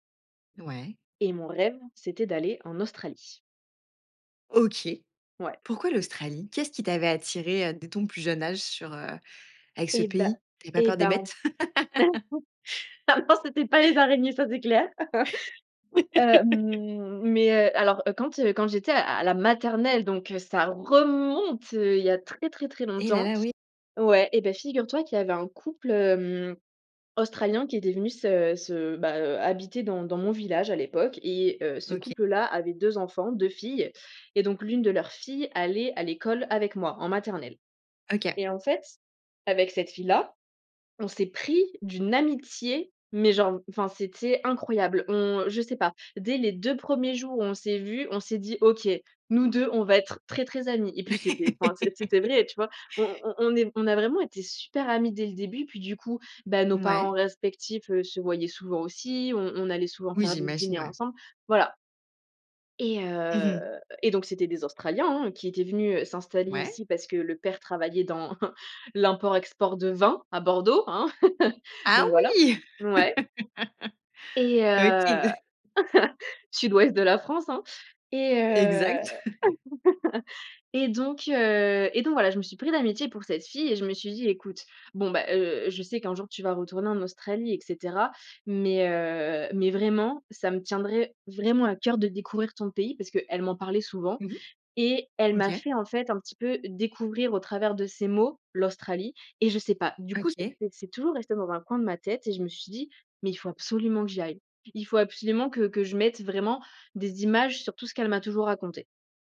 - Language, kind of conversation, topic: French, podcast, Quand as-tu pris un risque qui a fini par payer ?
- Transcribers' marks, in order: chuckle; laughing while speaking: "Ah non, ah non, c'était pas les araignées, ça, c'est clair"; laugh; chuckle; laugh; stressed: "remonte"; stressed: "amitié"; laugh; chuckle; stressed: "vins"; surprised: "Ah oui !"; chuckle; laugh; chuckle; laugh; chuckle